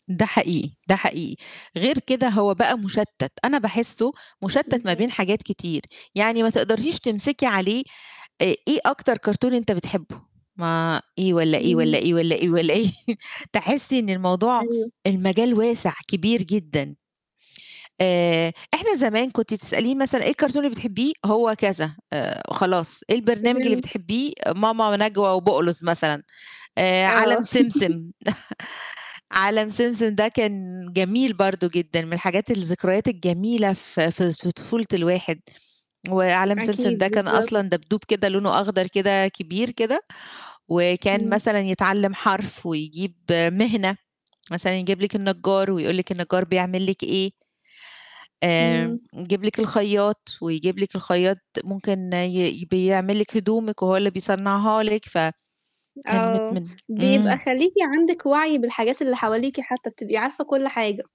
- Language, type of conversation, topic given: Arabic, podcast, إيه ذكريات الطفولة اللي بتجيلك أول ما تفتكر البيت؟
- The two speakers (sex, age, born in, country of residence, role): female, 25-29, Egypt, Italy, host; female, 40-44, Egypt, Greece, guest
- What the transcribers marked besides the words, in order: laughing while speaking: "والّا إيه"; laugh; chuckle; tapping